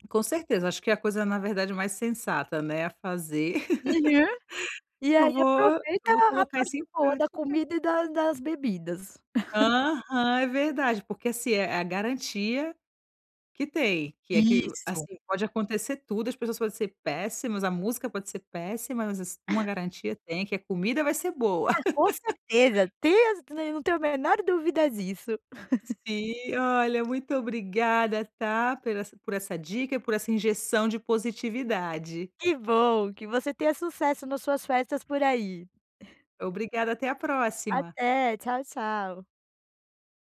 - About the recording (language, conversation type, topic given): Portuguese, advice, Como posso melhorar minha habilidade de conversar e me enturmar em festas?
- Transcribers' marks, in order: laugh; laugh; tapping; laugh; laugh; laugh; laugh